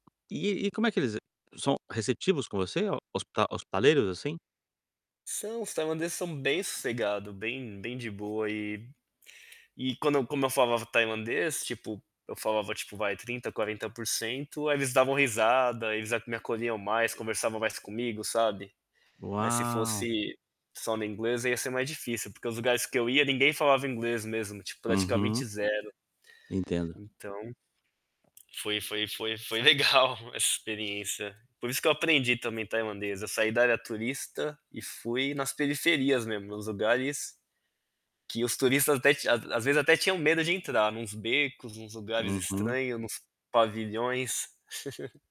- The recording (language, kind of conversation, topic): Portuguese, podcast, Qual foi o gesto de gentileza mais inesperado que alguém fez por você no exterior?
- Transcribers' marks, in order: tapping; unintelligible speech; static; distorted speech; laughing while speaking: "legal"; chuckle